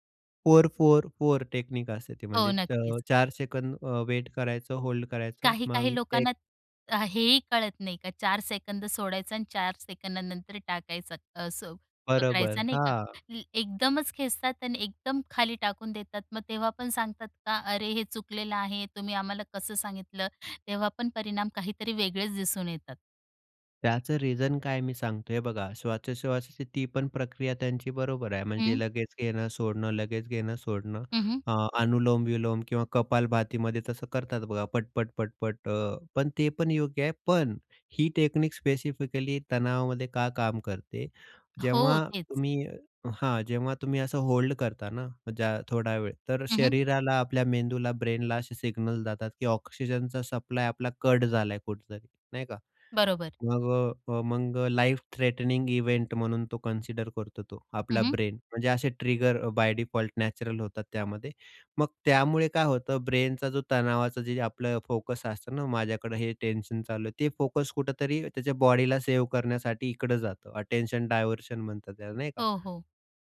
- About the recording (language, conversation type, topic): Marathi, podcast, तणाव हाताळण्यासाठी तुम्ही नेहमी काय करता?
- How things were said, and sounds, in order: in English: "टेक्निक"; other background noise; in English: "होल्ड"; in English: "रिझन"; in English: "टेक्निक स्पेसिफिकली"; in English: "होल्ड"; in English: "ब्रेनला"; in English: "लाइफ थ्रेटनिंग इव्हेंट"; in English: "कन्सिडर"; in English: "ब्रेन"; in English: "ट्रिगर बाय डिफॉल्ट नॅचरल"; in English: "ब्रेनचा"; in English: "अटेन्शन डायव्हर्शन"